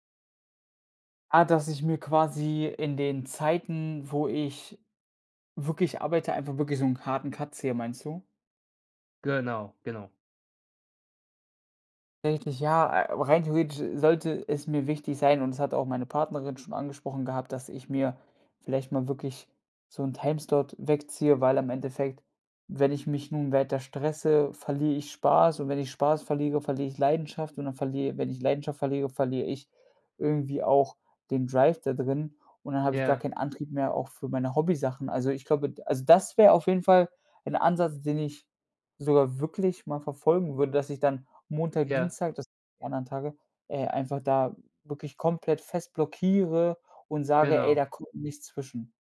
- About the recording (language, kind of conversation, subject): German, advice, Wie kann ich im Homeoffice eine klare Tagesstruktur schaffen, damit Arbeit und Privatleben nicht verschwimmen?
- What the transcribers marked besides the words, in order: in English: "Cut"; in English: "Timeslot"; in English: "Drive"; stressed: "das"